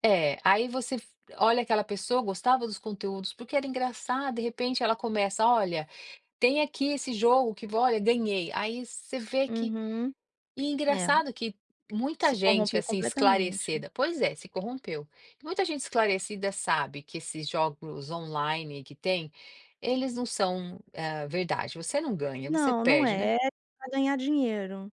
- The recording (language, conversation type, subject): Portuguese, podcast, Por que o público valoriza mais a autenticidade hoje?
- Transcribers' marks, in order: tapping